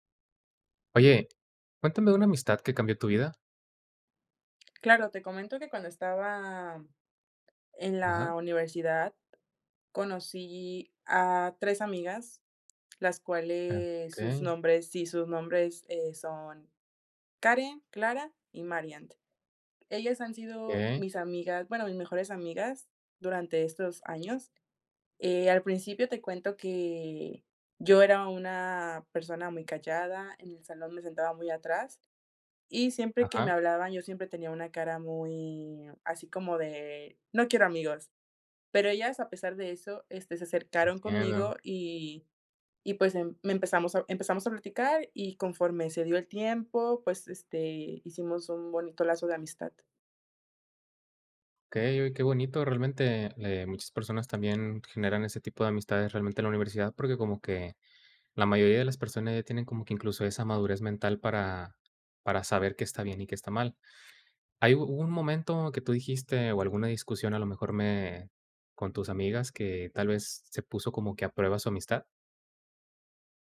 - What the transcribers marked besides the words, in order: other background noise; tapping
- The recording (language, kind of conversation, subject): Spanish, podcast, ¿Puedes contarme sobre una amistad que cambió tu vida?